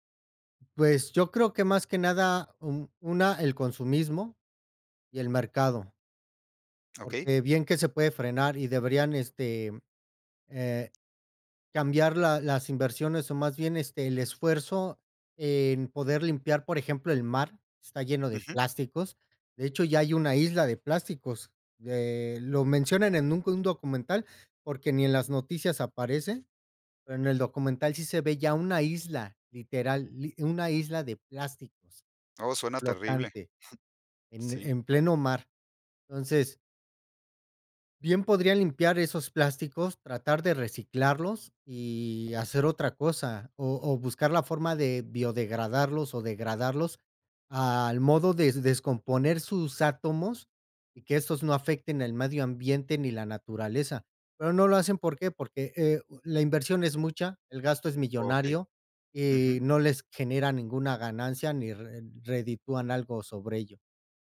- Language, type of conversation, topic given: Spanish, podcast, ¿Qué opinas sobre el problema de los plásticos en la naturaleza?
- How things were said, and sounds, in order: none